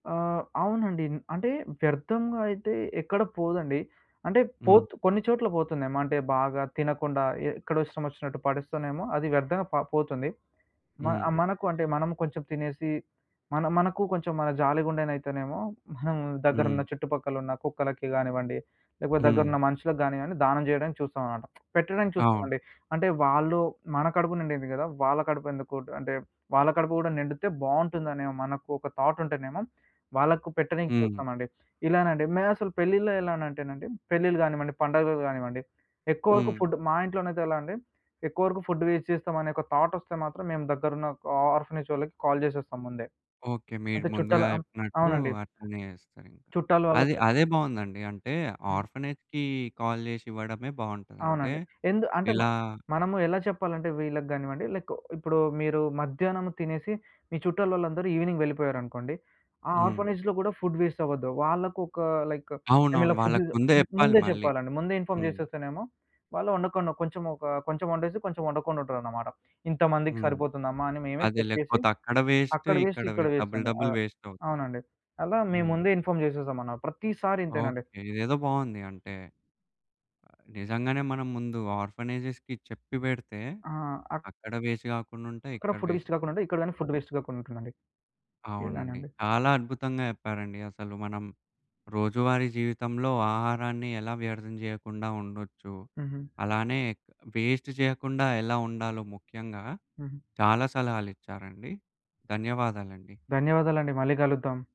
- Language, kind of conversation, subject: Telugu, podcast, ఆహార వృథాను తగ్గించడానికి మనం మొదట ఏం చేయాలి?
- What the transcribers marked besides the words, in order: other background noise; tapping; in English: "ఫుడ్ వేస్ట్"; in English: "ఆ ఆర్ఫనేజ్"; in English: "కాల్"; in English: "ఆర్ఫనేజ్‌కీ కాల్"; in English: "లైక్"; in English: "ఈవినింగ్"; in English: "ఆర్ఫనేజ్‌లో"; in English: "ఫుడ్"; in English: "లైక్"; in English: "ఫుడ్"; in English: "ఇన్ఫార్మ్"; in English: "చెక్"; in English: "వేస్ట్"; in English: "వేస్ట్"; in English: "డబల్ డబల్"; in English: "ఇన్ఫార్మ్"; other noise; in English: "ఆర్ఫనేజెస్‌కి"; in English: "వేస్ట్"; in English: "వేస్ట్"; in English: "ఫుడ్ వేస్ట్"; in English: "ఫుడ్ వేస్ట్"; in English: "వేస్ట్"